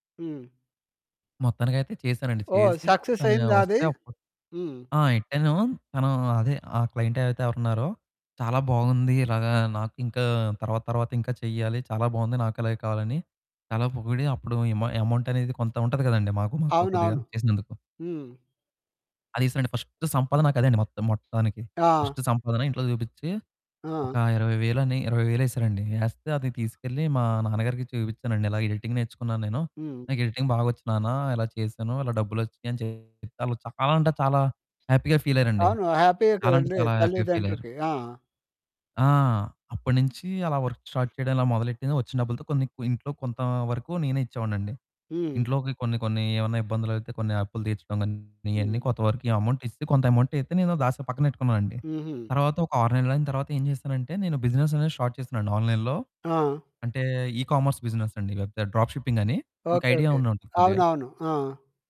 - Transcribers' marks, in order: distorted speech; in English: "సక్సెస్"; in English: "క్లయింట్"; in English: "అమౌంట్"; in English: "ఫస్ట్"; in English: "ఫస్ట్"; other background noise; in English: "ఎడిటింగ్"; in English: "ఎడిటింగ్"; in English: "హ్యాపీగా ఫీల్"; in English: "హ్యాపీగా ఫీల్"; in English: "వర్క్ స్టార్ట్"; in English: "అమౌంట్"; in English: "బిజినెస్"; in English: "స్టార్ట్"; in English: "ఆన్లైన్‌లో"; in English: "ఇ కామర్స్ బిజినెస్"; in English: "వెబ్‌సైట్, డ్రాప్ షిప్పింగ్"
- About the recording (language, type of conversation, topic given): Telugu, podcast, నీ జీవితంలో వచ్చిన ఒక పెద్ద మార్పు గురించి చెప్పగలవా?